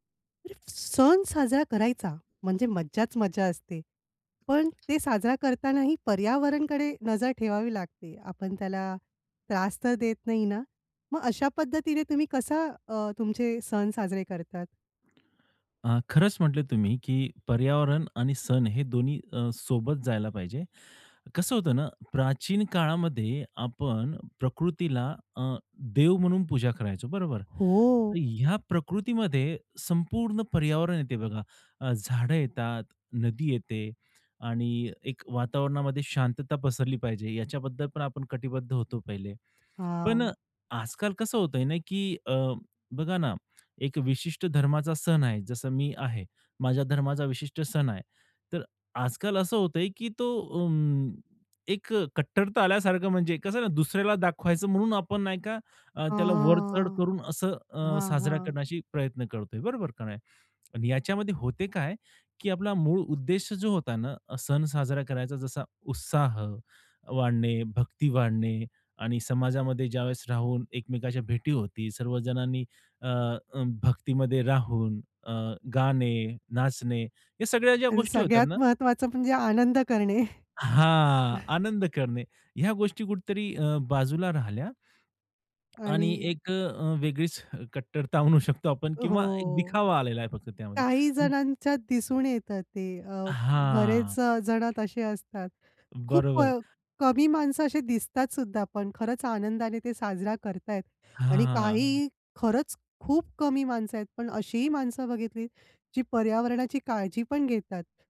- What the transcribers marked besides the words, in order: unintelligible speech; tapping; other background noise; tongue click; laughing while speaking: "आनंद करणे"; chuckle; laughing while speaking: "आणू शकतो आपण"
- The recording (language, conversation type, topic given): Marathi, podcast, सण पर्यावरणपूरक पद्धतीने साजरे करण्यासाठी तुम्ही काय करता?